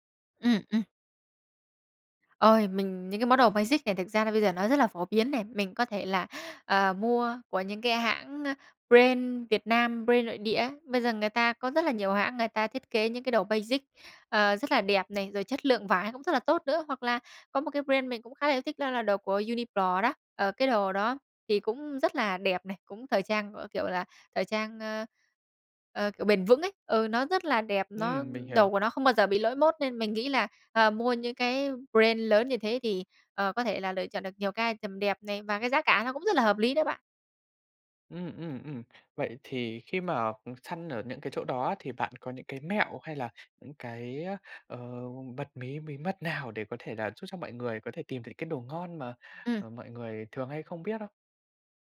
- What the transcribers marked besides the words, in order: in English: "basic"; in English: "brand"; in English: "brand"; in English: "basic"; in English: "brand"; tapping; in English: "brand"; in English: "item"
- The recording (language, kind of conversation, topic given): Vietnamese, podcast, Làm sao để phối đồ đẹp mà không tốn nhiều tiền?